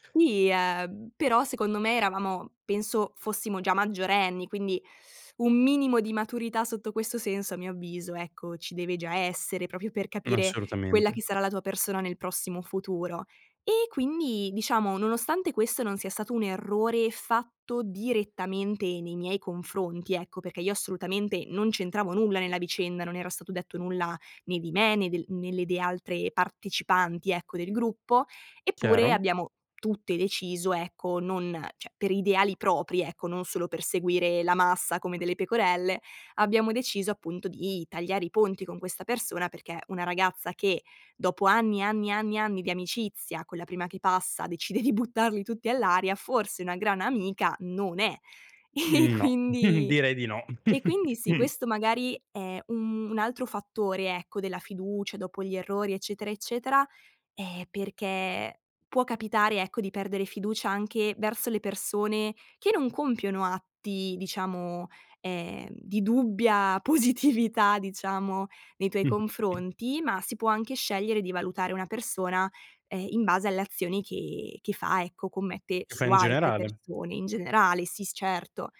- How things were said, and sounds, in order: "Sì" said as "ì"; "proprio" said as "propio"; "cioè" said as "ceh"; chuckle; laughing while speaking: "E e"; laughing while speaking: "positività"; chuckle
- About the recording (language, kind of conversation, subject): Italian, podcast, Come si può ricostruire la fiducia dopo un errore?